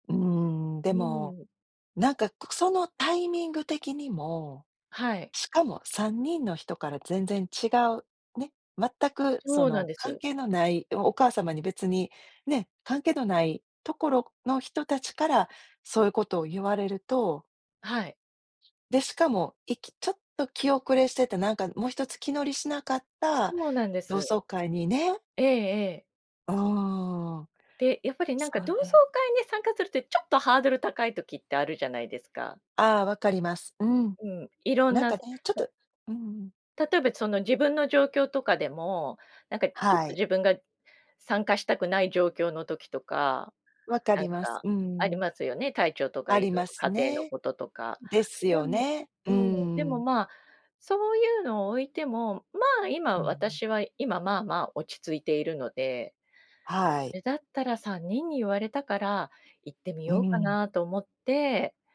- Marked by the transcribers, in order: tapping
- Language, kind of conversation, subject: Japanese, podcast, 誰かの一言で方向がガラッと変わった経験はありますか？